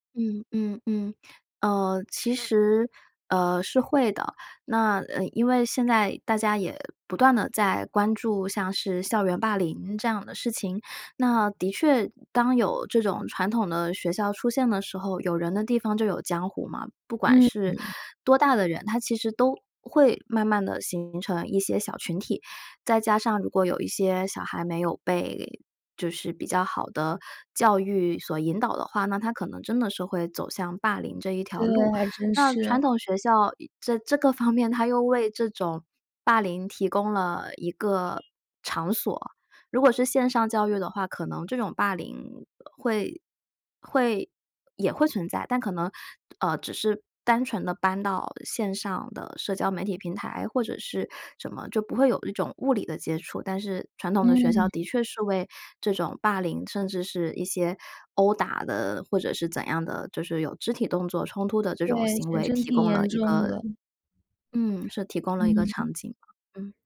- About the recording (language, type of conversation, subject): Chinese, podcast, 未来的学习还需要传统学校吗？
- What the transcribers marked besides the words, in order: other street noise; other background noise